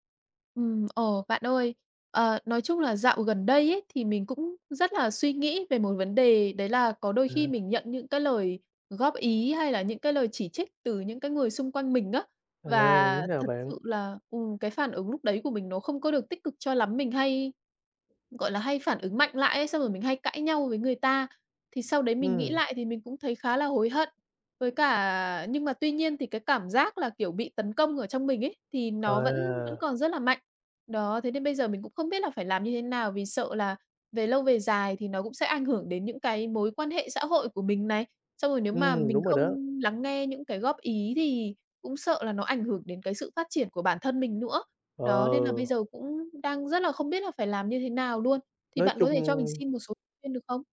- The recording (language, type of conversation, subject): Vietnamese, advice, Làm sao để tiếp nhận lời chỉ trích mà không phản ứng quá mạnh?
- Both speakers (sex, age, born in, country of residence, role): female, 30-34, Vietnam, Malaysia, user; male, 20-24, Vietnam, Vietnam, advisor
- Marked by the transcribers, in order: tapping; other background noise